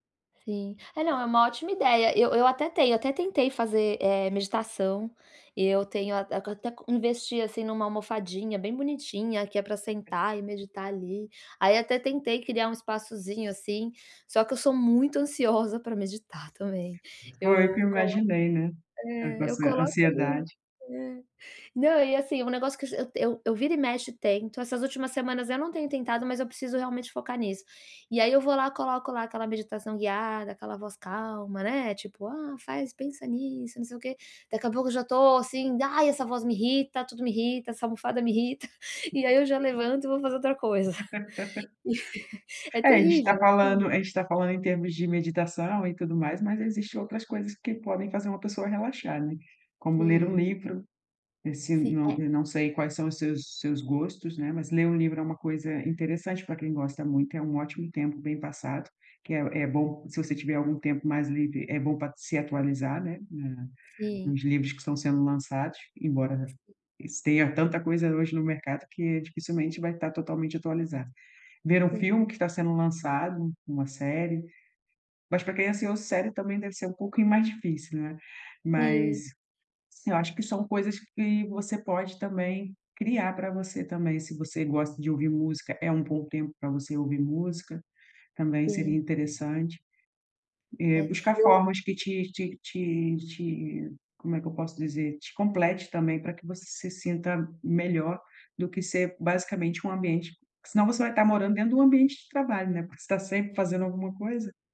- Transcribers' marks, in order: tapping; laughing while speaking: "meditar"; other background noise; chuckle; laugh; laughing while speaking: "coisa"; chuckle
- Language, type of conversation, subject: Portuguese, advice, Como posso relaxar melhor em casa?